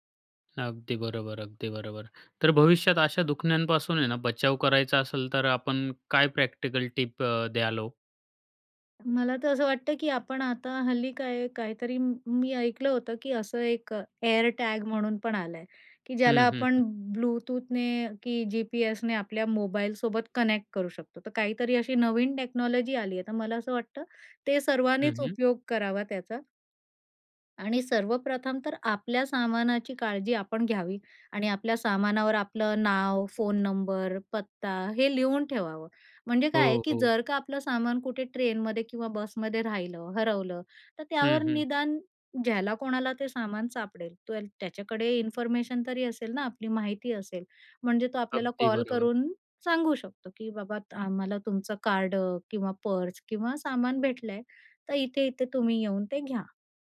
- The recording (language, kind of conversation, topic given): Marathi, podcast, प्रवासात पैसे किंवा कार्ड हरवल्यास काय करावे?
- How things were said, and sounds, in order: in English: "एअर टॅग"; in English: "कनेक्ट"; in English: "टेक्नॉलॉजी"